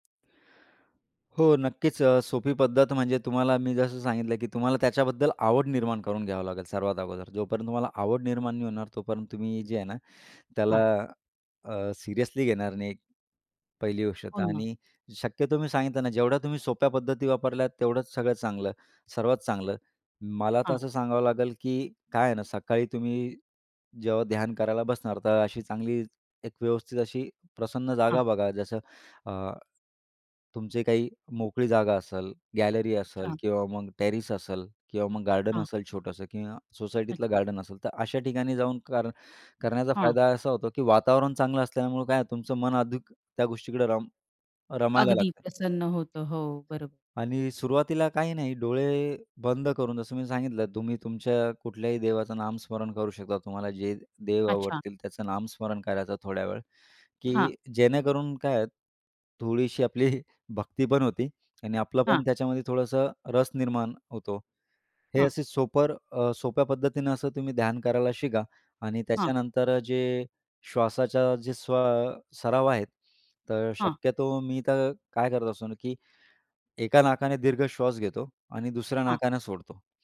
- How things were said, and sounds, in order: tapping; other background noise; in English: "टेरेस"; laughing while speaking: "आपली"
- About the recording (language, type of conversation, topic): Marathi, podcast, ध्यान आणि श्वासाच्या सरावामुळे तुला नेमके कोणते फायदे झाले?